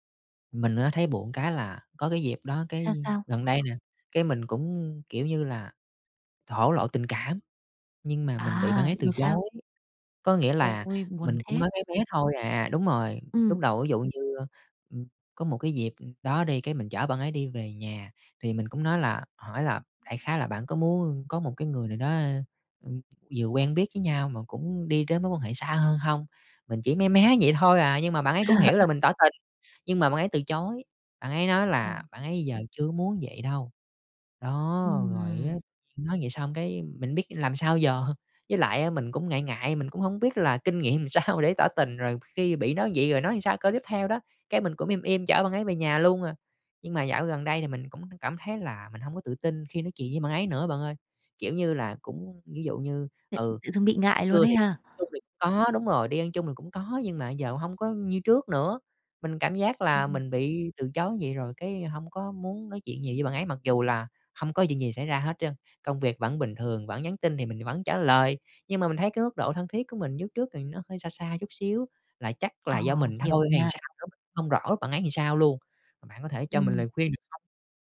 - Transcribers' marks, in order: tapping; laugh; laugh; laughing while speaking: "ừn sao"; "làm" said as "ừn"; "làm" said as "ừn"; "làm" said as "ừn"
- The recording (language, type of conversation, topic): Vietnamese, advice, Bạn làm sao để lấy lại sự tự tin sau khi bị từ chối trong tình cảm hoặc công việc?